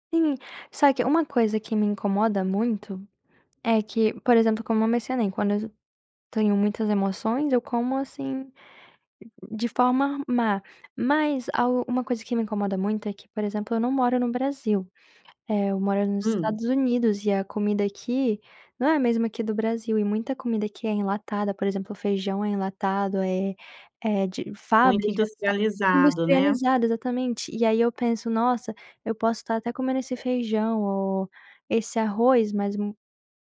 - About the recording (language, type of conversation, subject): Portuguese, advice, Como é que você costuma comer quando está estressado(a) ou triste?
- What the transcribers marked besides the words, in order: none